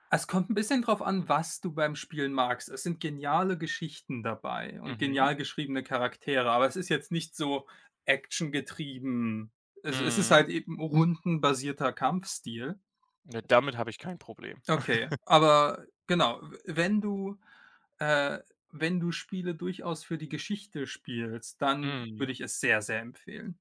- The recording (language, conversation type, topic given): German, unstructured, Wie bist du zu deinem Lieblingshobby gekommen?
- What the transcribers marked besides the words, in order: other background noise; chuckle